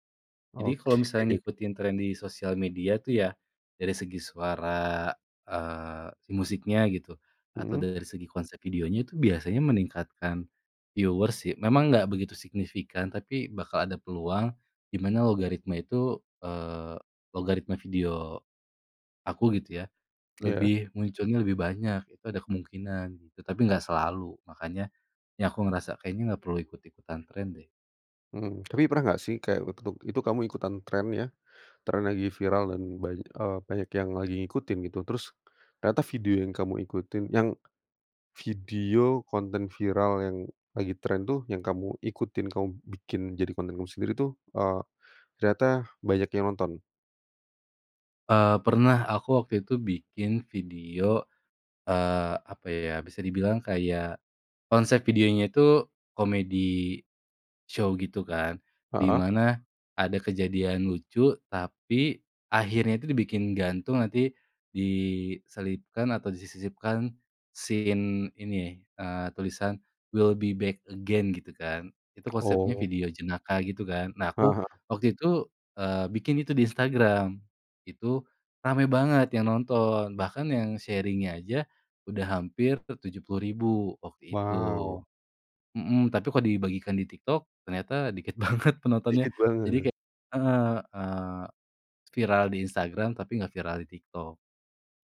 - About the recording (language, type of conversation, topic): Indonesian, podcast, Pernah nggak kamu ikutan tren meski nggak sreg, kenapa?
- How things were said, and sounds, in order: laughing while speaking: "Oke"; in English: "viewers"; in English: "comedy show"; in English: "scene"; in English: "we'll be back again"; other background noise; tapping; in English: "sharing-nya"; laughing while speaking: "banget"